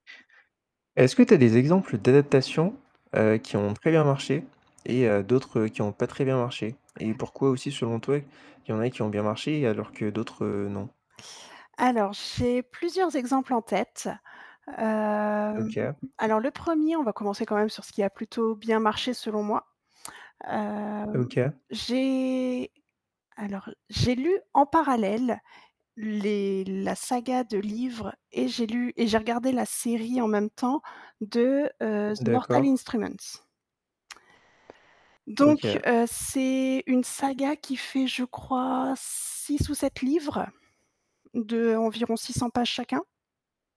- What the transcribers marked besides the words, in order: other background noise; static; tapping; drawn out: "hem"; distorted speech; drawn out: "j'ai"
- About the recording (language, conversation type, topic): French, podcast, Que penses-tu des adaptations de livres au cinéma, en général ?